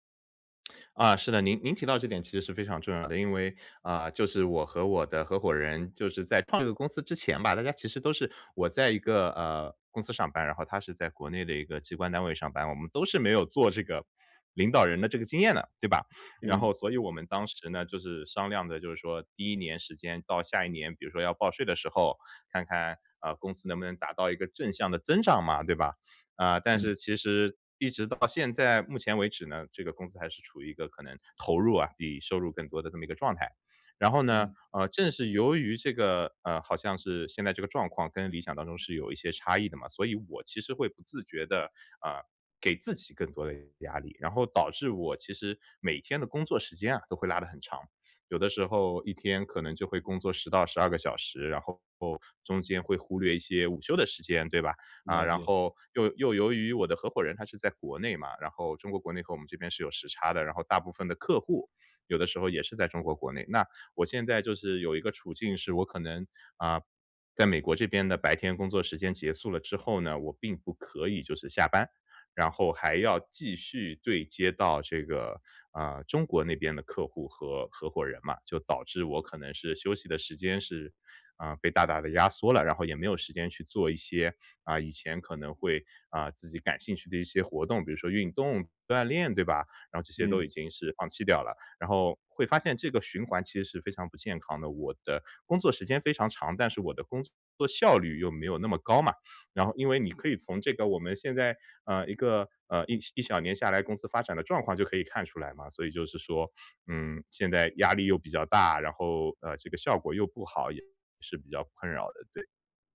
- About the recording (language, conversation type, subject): Chinese, advice, 如何在追求成就的同时保持身心健康？
- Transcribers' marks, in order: none